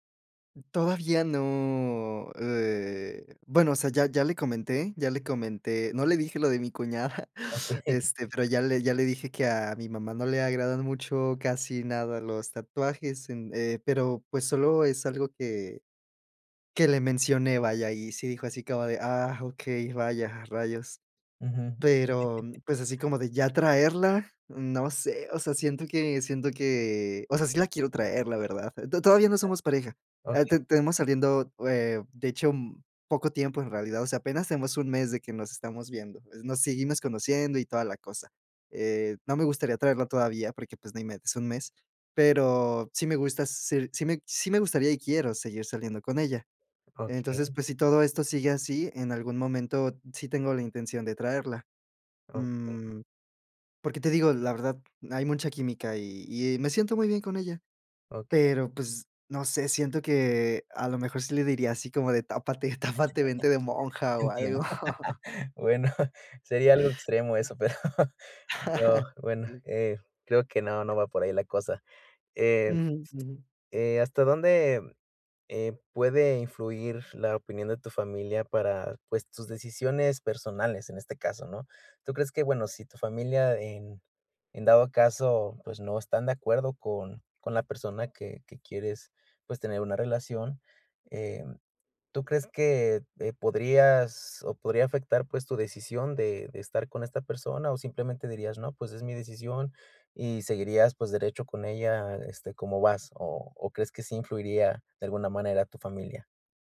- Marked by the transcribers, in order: drawn out: "no"; laughing while speaking: "cuñada"; laughing while speaking: "Okey"; other background noise; other noise; laughing while speaking: "tápate"; chuckle; laughing while speaking: "Bueno"; chuckle; laughing while speaking: "pero"; chuckle; tapping
- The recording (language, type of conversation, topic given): Spanish, advice, ¿Cómo puedo tomar decisiones personales sin dejarme guiar por las expectativas de los demás?